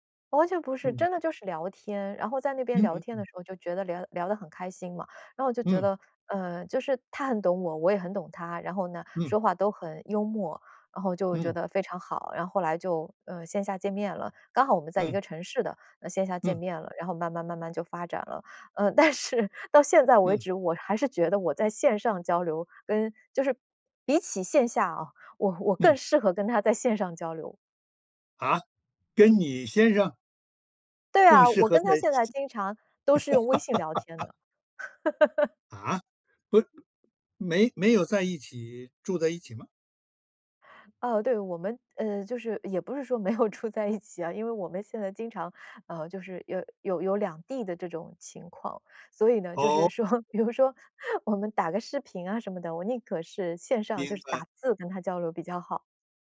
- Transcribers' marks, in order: laughing while speaking: "但是"; laughing while speaking: "线上交流"; surprised: "啊？"; laugh; chuckle; laughing while speaking: "住在一起啊"; laughing while speaking: "说"; chuckle
- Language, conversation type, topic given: Chinese, podcast, 你怎么看线上朋友和线下朋友的区别？